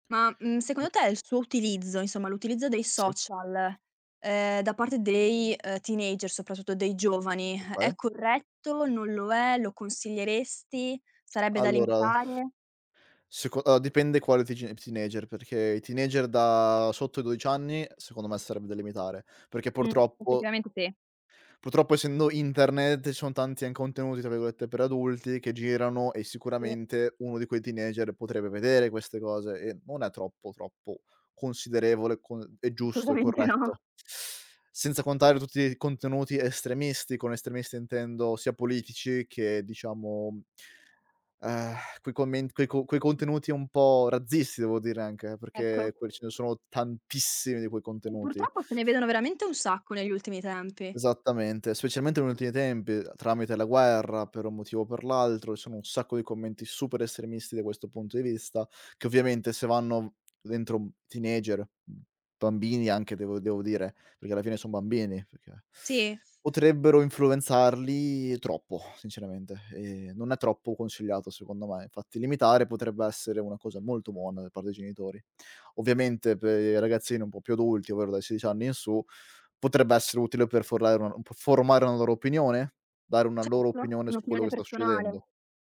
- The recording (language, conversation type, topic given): Italian, podcast, Cosa ne pensi dell’uso dei social network nella vita quotidiana?
- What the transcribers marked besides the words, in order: "allora" said as "aoa"; other background noise; laughing while speaking: "Assolutamente no"; tapping; "formale" said as "forlare"; "per" said as "mpe"